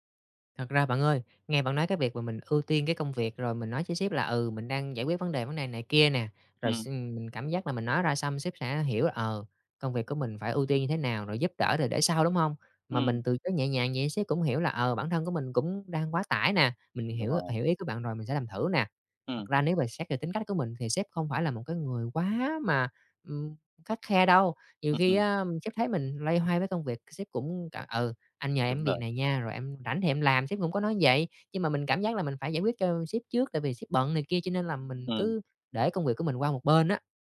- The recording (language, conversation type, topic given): Vietnamese, advice, Làm thế nào để tôi học cách nói “không” và tránh nhận quá nhiều việc?
- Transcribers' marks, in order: tapping